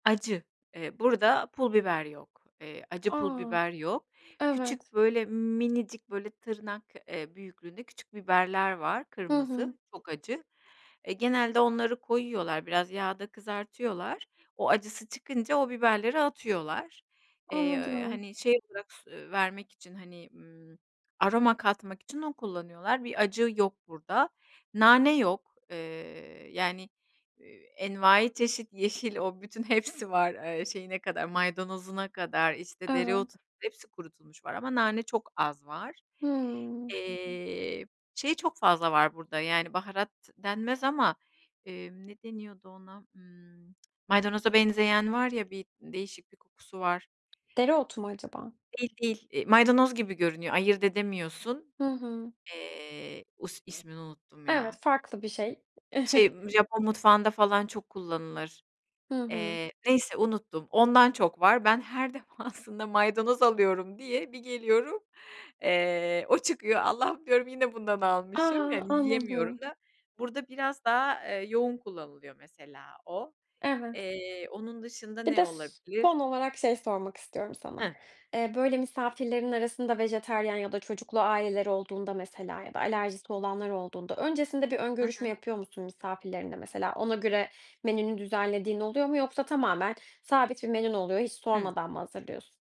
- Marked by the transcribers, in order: other background noise; tapping; tsk; chuckle; laughing while speaking: "defasında"; laughing while speaking: "Allah'ım, diyorum, yine bundan almışım"
- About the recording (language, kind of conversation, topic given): Turkish, podcast, Misafir ağırlarken en sevdiğin yemekler hangileri olur?